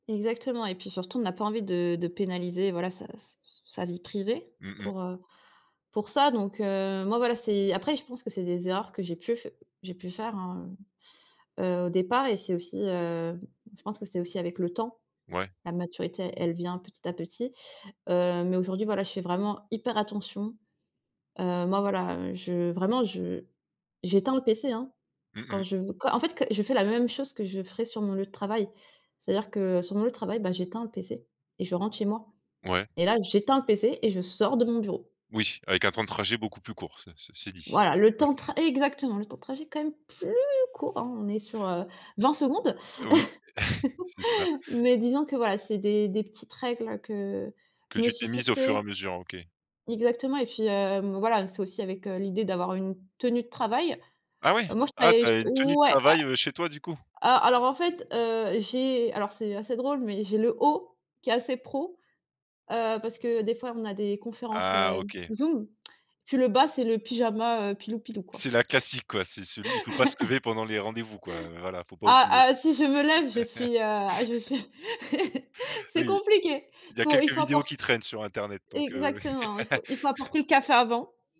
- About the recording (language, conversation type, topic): French, podcast, Comment fais-tu, au quotidien, pour bien séparer le travail et la vie personnelle quand tu travailles à la maison ?
- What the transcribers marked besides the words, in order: tapping; chuckle; other noise; laugh; laugh; laugh